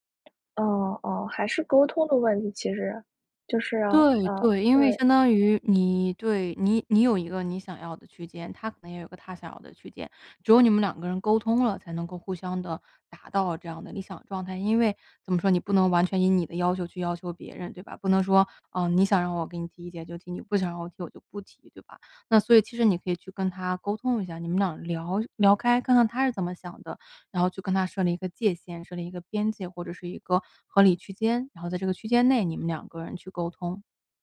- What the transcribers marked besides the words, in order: other background noise
- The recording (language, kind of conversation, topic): Chinese, advice, 朋友对我某次行为作出严厉评价让我受伤，我该怎么面对和沟通？